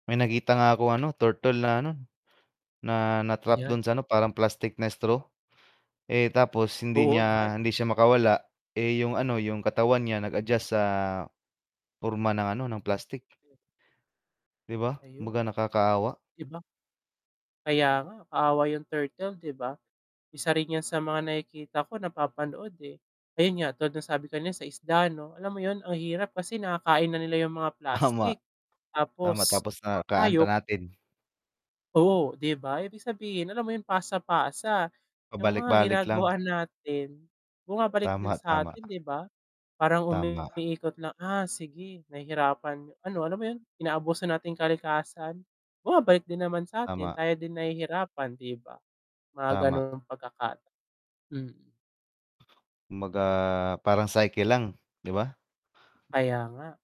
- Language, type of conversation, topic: Filipino, unstructured, Ano ang masasabi mo sa mga pook pasyalan na puno ng basura kahit dinarayo ng mga turista?
- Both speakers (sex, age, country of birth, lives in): male, 20-24, Philippines, Philippines; male, 25-29, Philippines, Philippines
- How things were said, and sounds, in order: tapping; static; mechanical hum; dog barking; "nakakain" said as "nakaan"; distorted speech